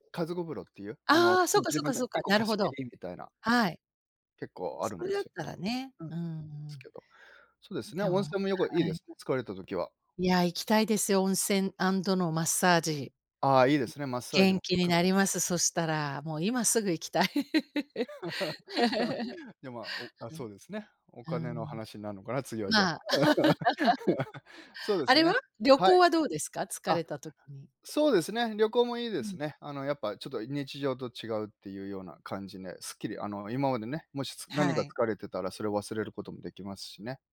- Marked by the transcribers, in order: laugh; laugh; laugh; other background noise; laugh
- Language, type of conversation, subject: Japanese, unstructured, 疲れたときに元気を出すにはどうしたらいいですか？